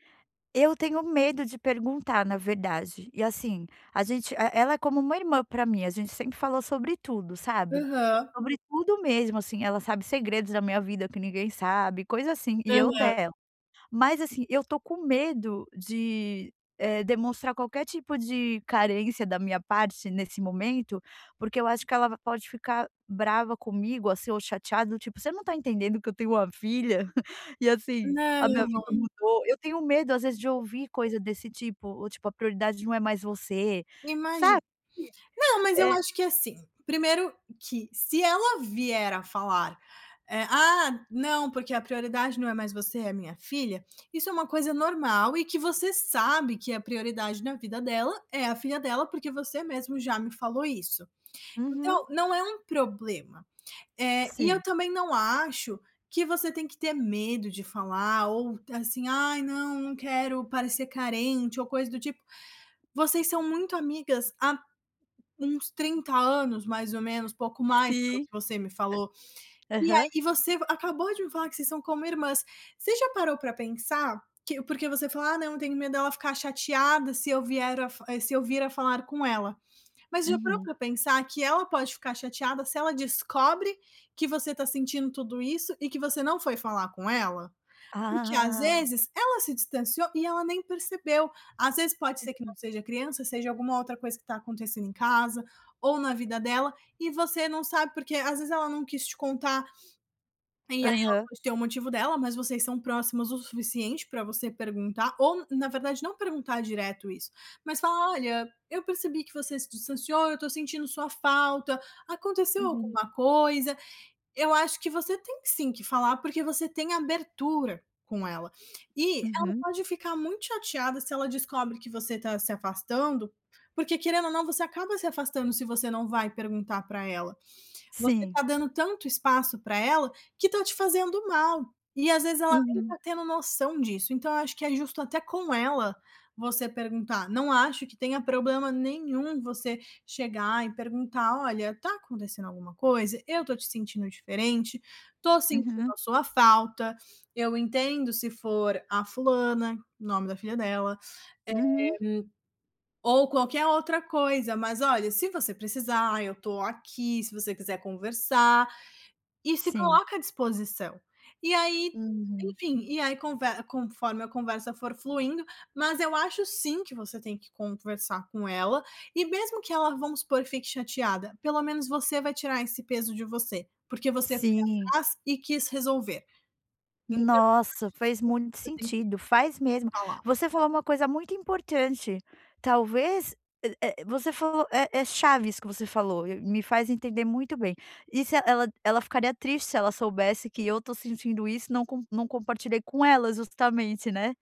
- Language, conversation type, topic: Portuguese, advice, Como posso aceitar quando uma amizade muda e sinto que estamos nos distanciando?
- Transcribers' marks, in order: other background noise; chuckle; tapping; unintelligible speech; sniff